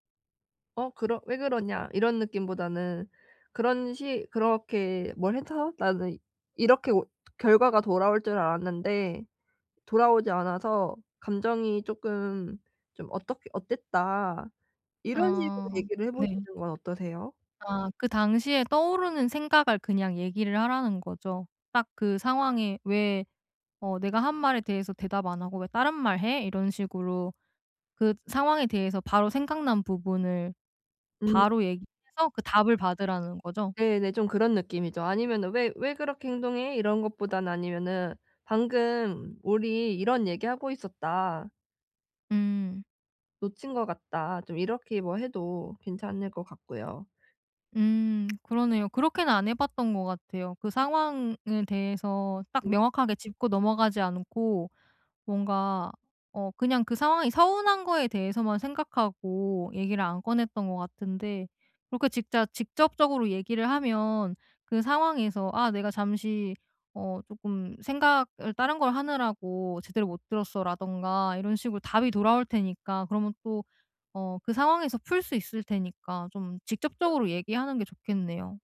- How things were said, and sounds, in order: tapping; other background noise
- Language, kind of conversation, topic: Korean, advice, 파트너에게 내 감정을 더 잘 표현하려면 어떻게 시작하면 좋을까요?
- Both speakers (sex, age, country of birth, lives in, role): female, 25-29, South Korea, Netherlands, advisor; female, 30-34, South Korea, South Korea, user